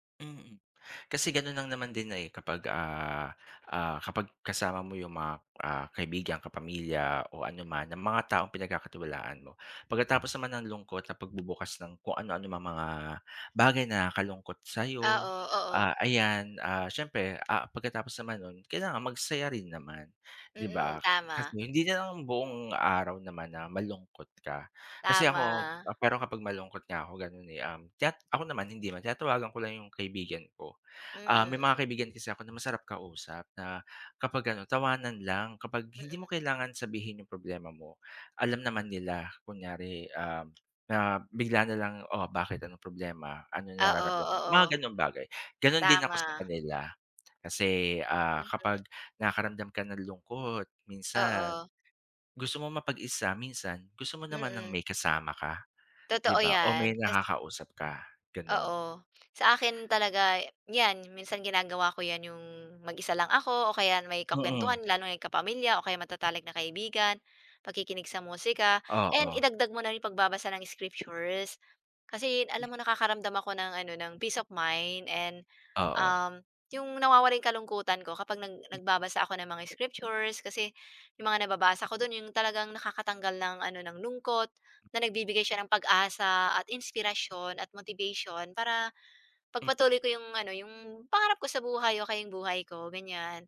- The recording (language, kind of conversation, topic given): Filipino, unstructured, Paano mo nilalabanan ang stress sa pang-araw-araw, at ano ang ginagawa mo kapag nakakaramdam ka ng lungkot?
- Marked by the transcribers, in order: tapping; tongue click; sniff; in English: "scriptures"; in English: "peace of mind"; in English: "scriptures"